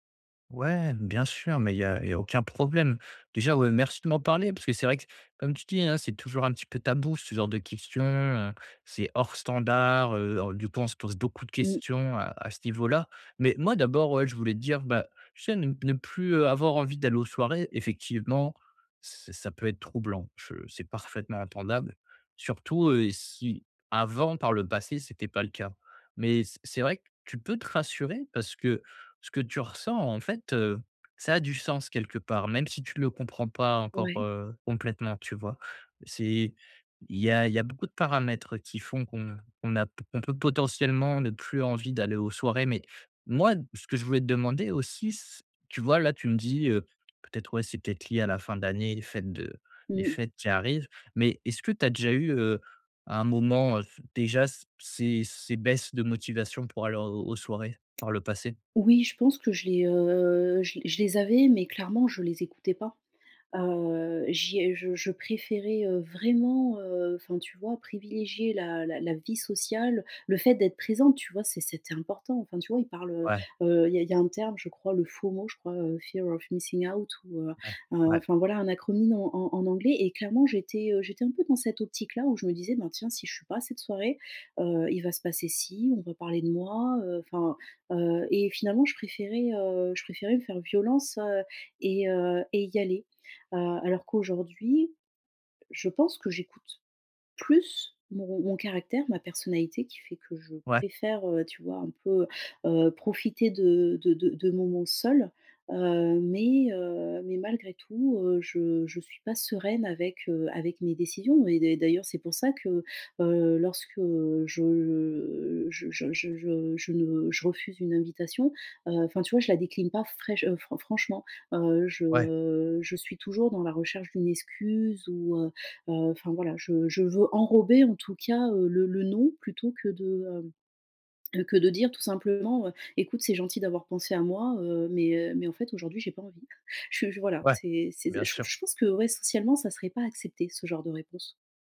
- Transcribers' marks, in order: drawn out: "heu"; drawn out: "Heu"; in English: "fear of missing out"; stressed: "plus"; drawn out: "je"; drawn out: "je"; other background noise; laugh
- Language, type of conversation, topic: French, advice, Pourquoi est-ce que je n’ai plus envie d’aller en soirée ces derniers temps ?